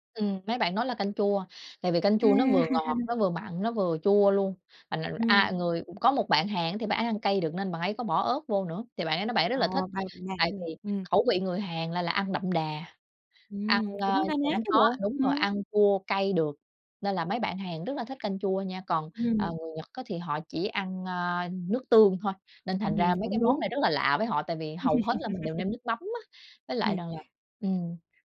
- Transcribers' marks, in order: tapping; laugh; unintelligible speech; laugh
- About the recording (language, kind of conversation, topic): Vietnamese, podcast, Bạn có thể kể về bữa ăn bạn nấu khiến người khác ấn tượng nhất không?